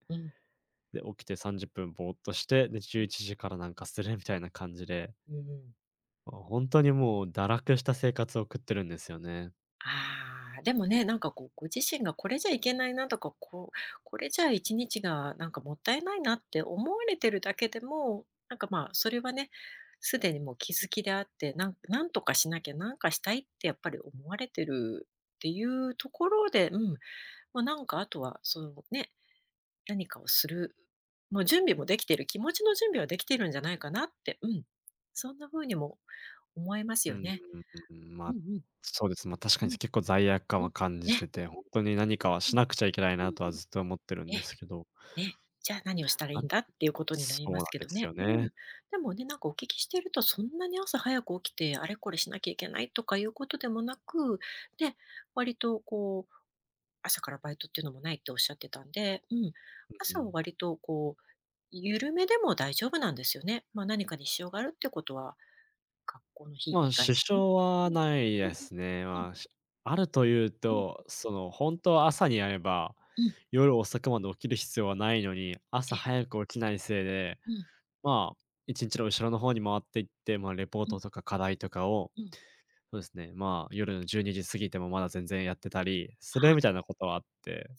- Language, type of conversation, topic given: Japanese, advice, 朝のルーティンが整わず一日中だらけるのを改善するにはどうすればよいですか？
- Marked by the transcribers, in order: tapping